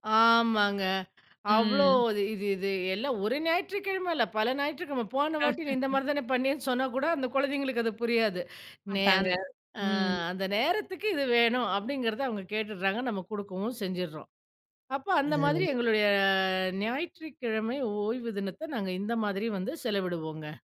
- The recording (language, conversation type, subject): Tamil, podcast, உங்கள் பிடித்த பொழுதுபோக்கு என்ன, அதைப் பற்றிக் கொஞ்சம் சொல்ல முடியுமா?
- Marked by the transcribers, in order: drawn out: "ஆமாங்க"; laugh; other background noise; drawn out: "எங்களுடைய"